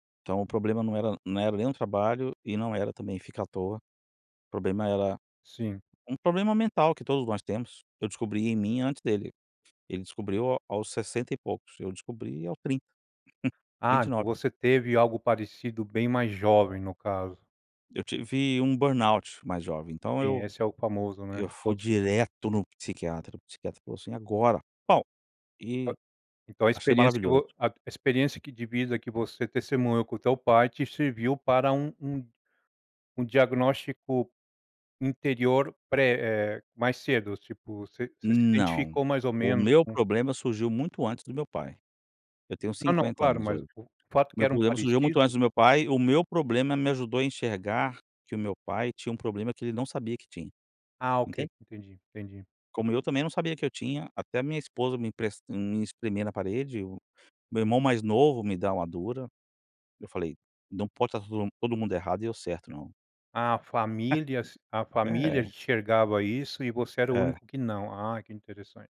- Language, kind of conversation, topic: Portuguese, podcast, Como você equilibra satisfação e remuneração no trabalho?
- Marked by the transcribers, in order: laugh; other noise; chuckle